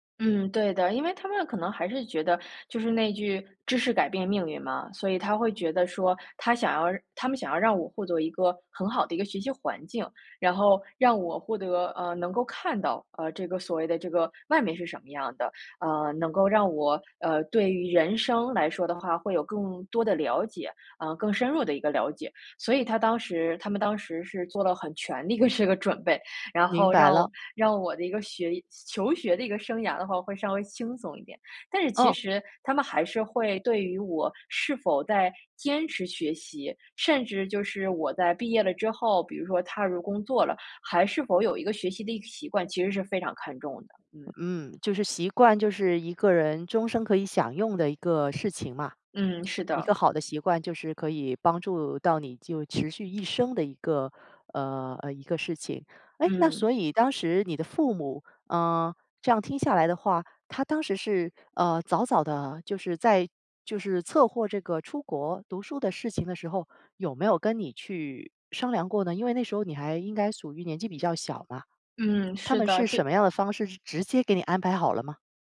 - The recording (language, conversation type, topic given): Chinese, podcast, 你家里人对你的学历期望有多高？
- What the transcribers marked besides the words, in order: laughing while speaking: "这个准备"; other background noise; "策划" said as "策货"